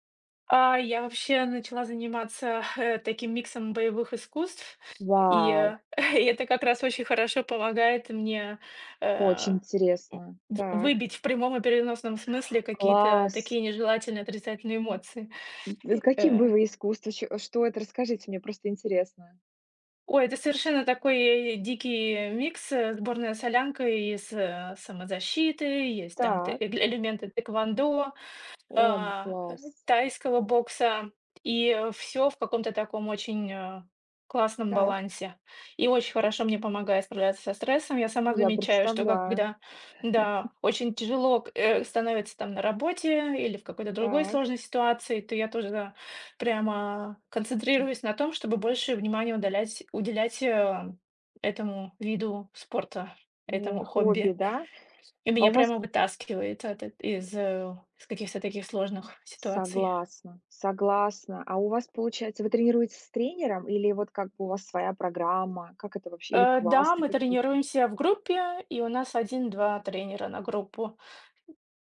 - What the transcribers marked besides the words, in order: tapping; other background noise; chuckle; other noise; "классы" said as "классты"
- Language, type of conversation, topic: Russian, unstructured, Как хобби помогает тебе справляться со стрессом?